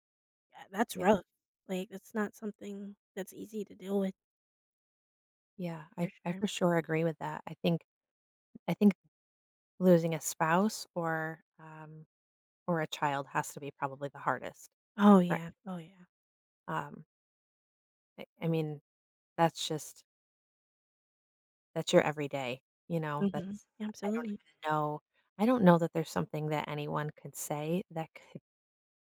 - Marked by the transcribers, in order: none
- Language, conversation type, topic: English, unstructured, How can someone support a friend who is grieving?
- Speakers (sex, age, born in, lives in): female, 30-34, United States, United States; female, 40-44, United States, United States